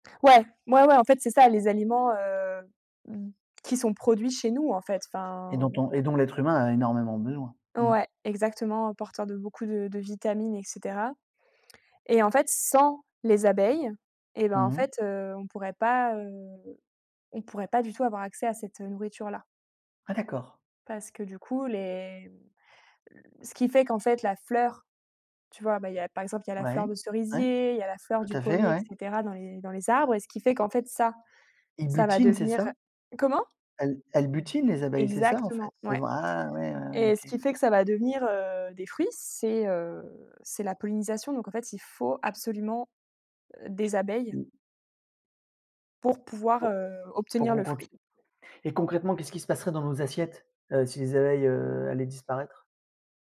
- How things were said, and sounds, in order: stressed: "sans"
- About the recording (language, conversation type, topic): French, podcast, Pourquoi les abeilles sont-elles si importantes, selon toi ?